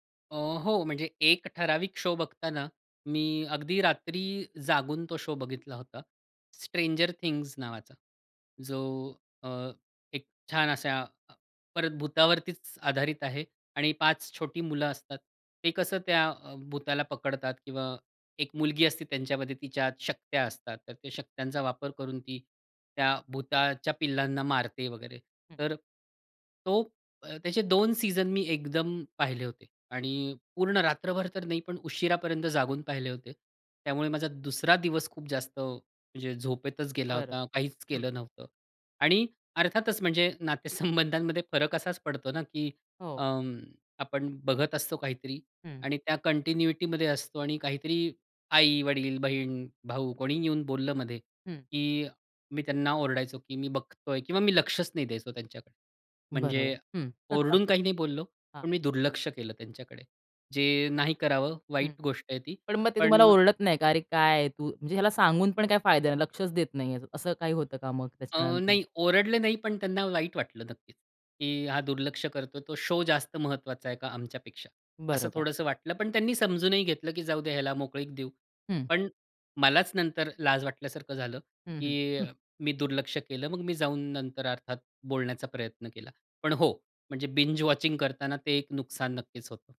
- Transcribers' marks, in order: in English: "शो"; in English: "शो"; laughing while speaking: "नातेसंबंधांमध्ये"; in English: "कंटिन्युइटीमध्ये"; chuckle; in English: "शो"; unintelligible speech; in English: "बिंज वॉचिंग"
- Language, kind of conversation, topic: Marathi, podcast, बिंज-वॉचिंग बद्दल तुमचा अनुभव कसा आहे?